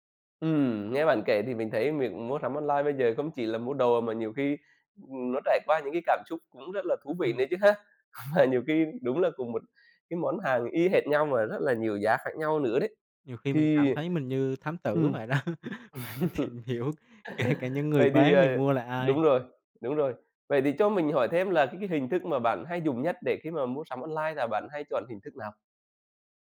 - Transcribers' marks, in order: laugh; other background noise; tapping; laughing while speaking: "vậy đó, phải"; laugh; laughing while speaking: "kể"
- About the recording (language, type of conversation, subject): Vietnamese, podcast, Trải nghiệm mua sắm trực tuyến gần đây của bạn như thế nào?
- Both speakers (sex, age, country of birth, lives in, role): male, 25-29, Vietnam, Vietnam, guest; male, 40-44, Vietnam, Vietnam, host